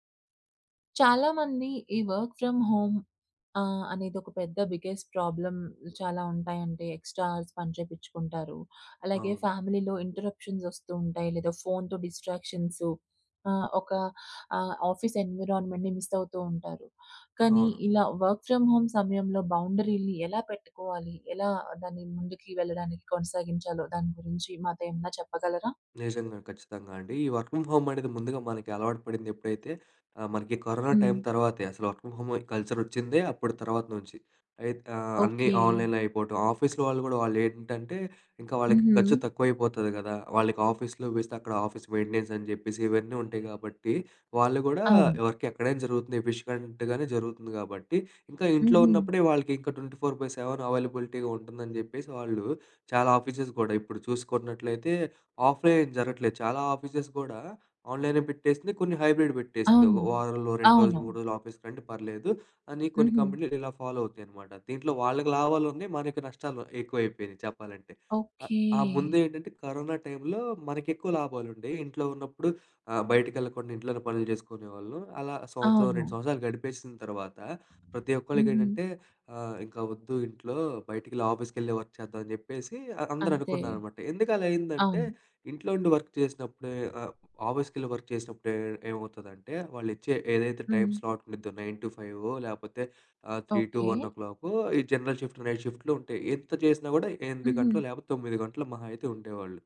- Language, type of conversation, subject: Telugu, podcast, వర్క్‌ఫ్రమ్‌హోమ్ సమయంలో బౌండరీలు ఎలా పెట్టుకుంటారు?
- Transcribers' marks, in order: in English: "వర్క్ ఫ్రమ్ హోమ్"; in English: "బిగ్గెస్ట్ ప్రాబ్లమ్"; in English: "ఎక్స్ట్రా హౌర్స్"; in English: "ఫ్యామిలీలో ఇంటెర్ప్షన్స్"; in English: "ఫోన్‌తో"; in English: "ఆఫీస్ ఎన్విరాన్మెంట్‌ని మిస్"; in English: "వర్క్ ఫ్రమ్ హోమ్"; in English: "వర్క్ ఫ్రమ్ హోమ్"; in English: "కరోనా టైమ్"; in English: "వర్క్ ఫ్రమ్ హోమ్ కల్చర్"; in English: "ఆన్‌లైన్‌లో"; in English: "ఆఫీస్‌లో"; in English: "ఆఫీస్‌లో"; in English: "ఆఫీస్ మెయింటెనెన్స్"; in English: "వర్క్"; in English: "ఎఫిషియెంట్‌గానే"; in English: "ట్వంటీ ఫోర్ బై సెవెన్ అవైలబిలిటీగా"; in English: "ఆఫీసెస్"; in English: "ఆఫ్‌లైన్"; in English: "హైబ్రిడ్"; in English: "ఆఫీస్‌కి"; in English: "ఫాలో"; other background noise; in English: "వర్క్"; in English: "వర్క్"; in English: "వర్క్"; in English: "టైమ్ స్లాట్"; in English: "నైన్ టు ఫైవో"; in English: "త్రీ టు వన్ ఓ క్లాక్"; in English: "జనరల్ షిఫ్ట్"